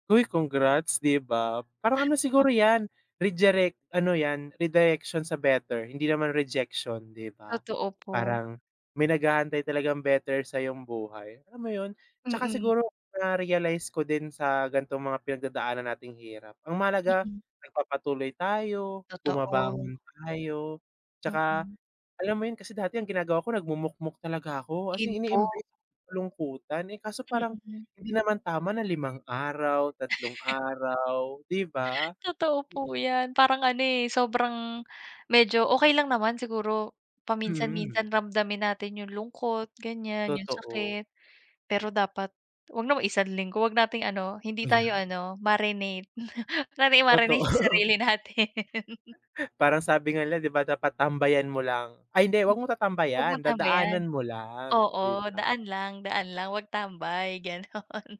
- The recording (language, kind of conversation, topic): Filipino, unstructured, Paano mo hinaharap ang mga araw na parang gusto mo na lang sumuko?
- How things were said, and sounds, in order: other noise; unintelligible speech; other background noise; chuckle; chuckle; laughing while speaking: "Totoo"; laughing while speaking: "natin"; giggle; tapping; laughing while speaking: "gano'n"